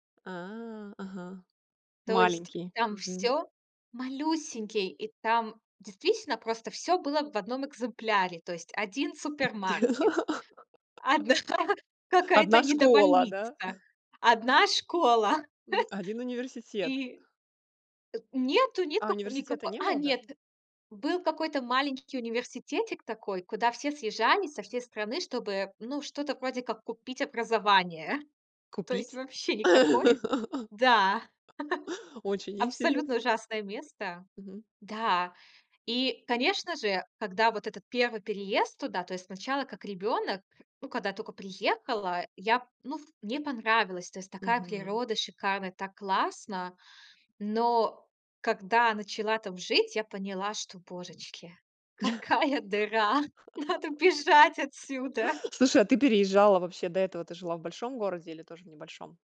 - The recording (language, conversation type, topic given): Russian, podcast, Какой переезд повлиял на твою жизнь и почему?
- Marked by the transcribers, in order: tapping; other noise; laugh; other background noise; laughing while speaking: "одна"; chuckle; laugh; laugh; laughing while speaking: "какая дыра, надо бежать отсюда"